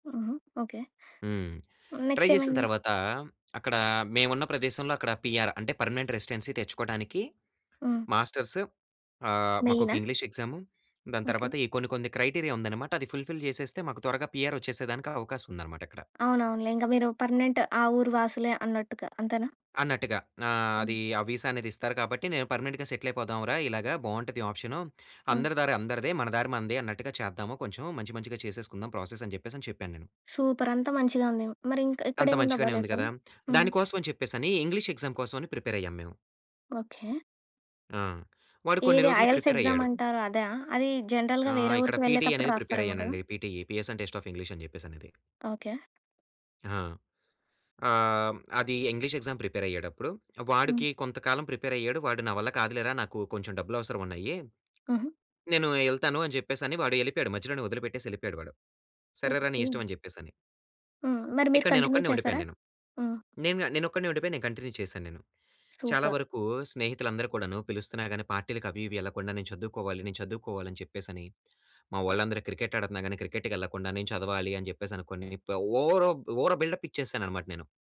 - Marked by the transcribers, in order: tapping; in English: "ట్రై"; in English: "నెక్స్ట్"; in English: "పీఆర్"; in English: "పర్మనెంట్ రెసిడెన్సీ"; in English: "మాస్టర్స్"; in English: "క్రైటీరియా"; in English: "ఫుల్‌ఫిల్"; in English: "పీఆర్"; in English: "పర్మనెంట్"; in English: "విసా"; in English: "పర్మనెంట్‌గా సెటిల్"; in English: "ప్రాసెసని"; in English: "సూపర్"; in English: "లెసాన్"; in English: "ఎగ్జామ్"; in English: "ప్రిపేర్"; in English: "ఐఎల్స్"; in English: "జనరల్‌గా"; in English: "పీటీ"; in English: "ప్రిపేర్"; in English: "పీటీ ఈపీఎస్ అండ్ టెస్ట్ ఆఫ్ ఇంగ్లీష్"; other background noise; in English: "ఎగ్జామ్ ప్రిపేర్"; in English: "ప్రిపేర్"; in English: "కంటిన్యూ"; in English: "కంటిన్యూ"; in English: "సూపర్"; unintelligible speech; in English: "ఓవరో ఓవర్ బిల్డప్"
- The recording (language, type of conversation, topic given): Telugu, podcast, ఒక విఫల ప్రయత్నం వల్ల మీరు నేర్చుకున్న అత్యంత కీలకమైన పాఠం ఏమిటి?